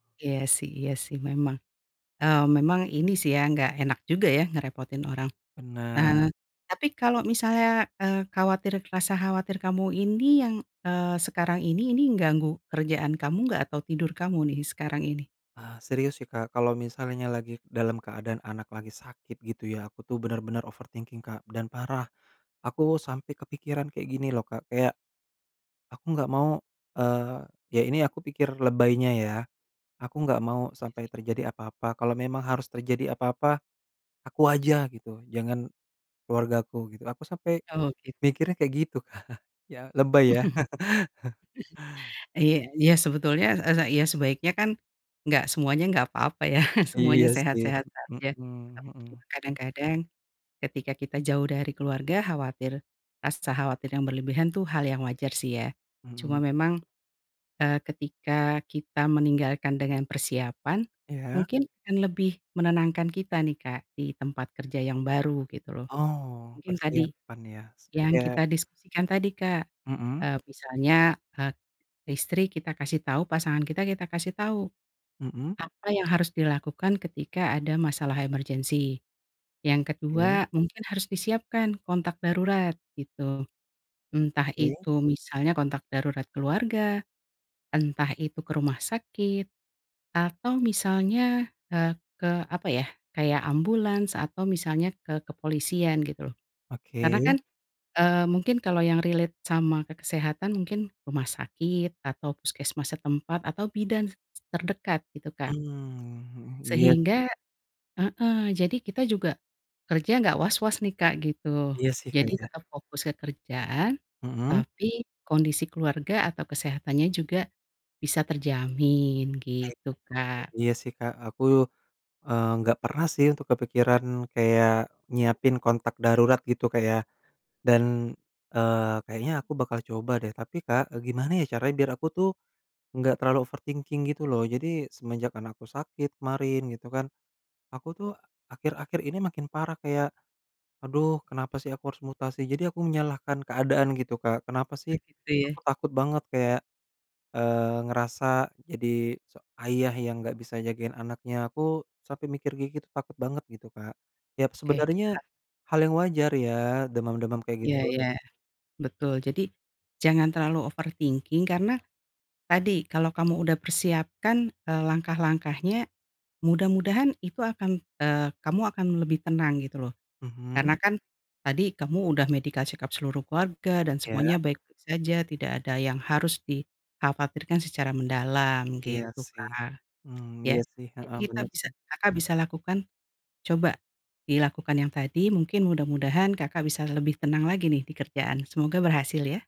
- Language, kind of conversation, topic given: Indonesian, advice, Mengapa saya terus-menerus khawatir tentang kesehatan diri saya atau keluarga saya?
- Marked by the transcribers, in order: in English: "overthinking"; laughing while speaking: "Kak"; chuckle; chuckle; tapping; in English: "relate"; in English: "overthinking"; in English: "overthinking"; in English: "medical check up"